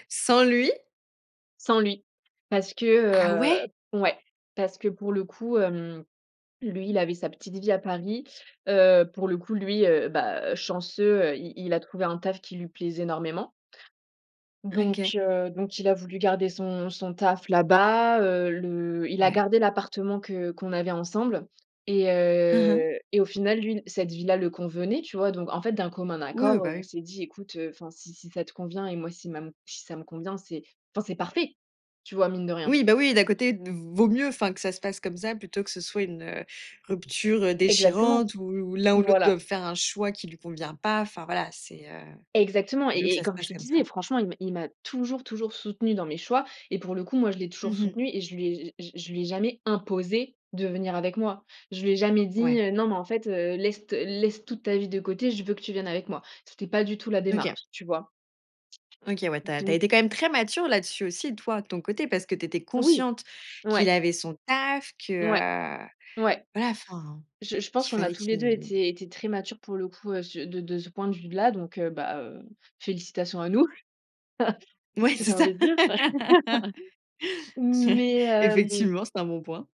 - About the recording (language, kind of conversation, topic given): French, podcast, Quand as-tu pris un risque qui a fini par payer ?
- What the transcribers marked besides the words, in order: drawn out: "heu"; other background noise; laugh; chuckle